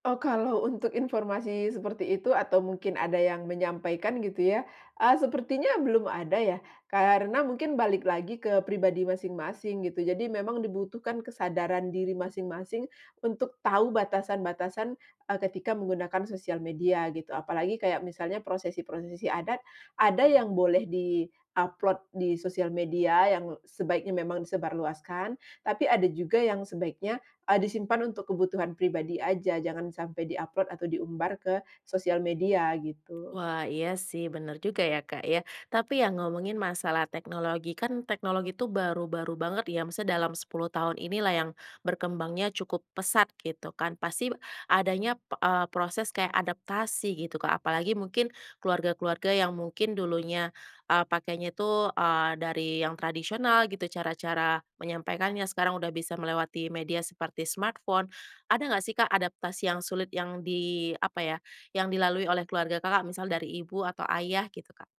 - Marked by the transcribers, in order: tapping; in English: "smartphone"
- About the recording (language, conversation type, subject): Indonesian, podcast, Bagaimana teknologi mengubah cara Anda melaksanakan adat dan tradisi?